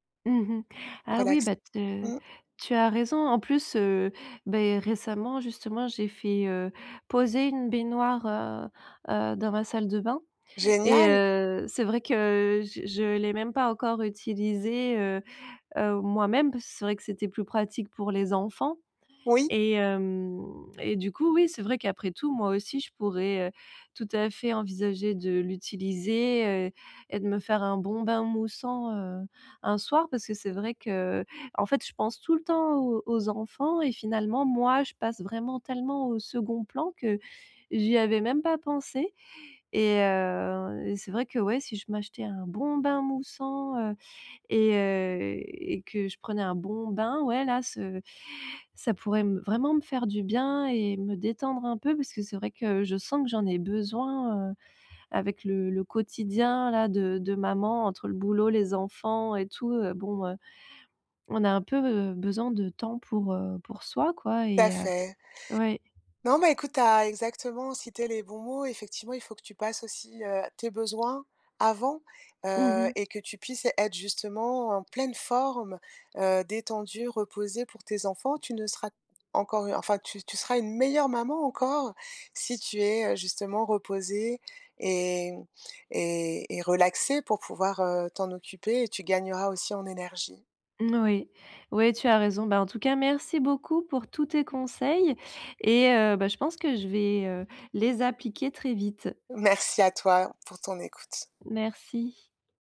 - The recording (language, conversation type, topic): French, advice, Comment puis-je créer une ambiance relaxante chez moi ?
- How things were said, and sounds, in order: tapping